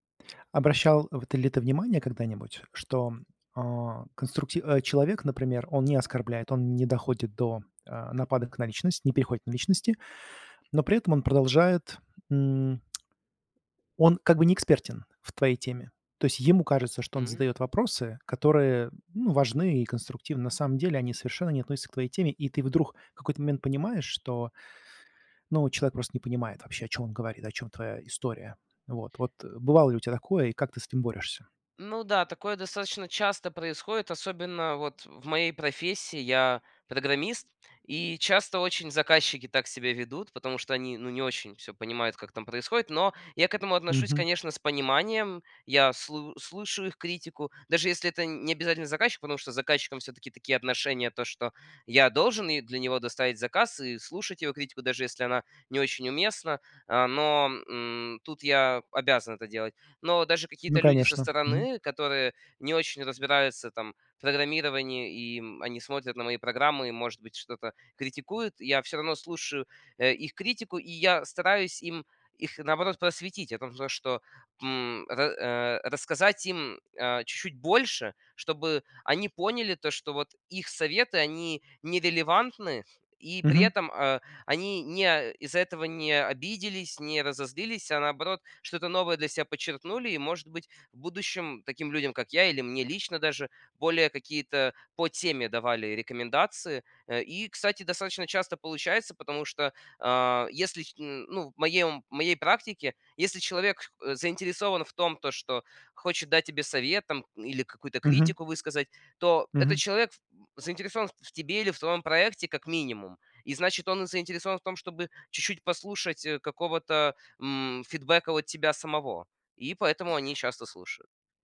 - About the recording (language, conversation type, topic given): Russian, podcast, Как ты реагируешь на критику своих идей?
- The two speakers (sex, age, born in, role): male, 18-19, Ukraine, guest; male, 45-49, Russia, host
- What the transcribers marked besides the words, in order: tapping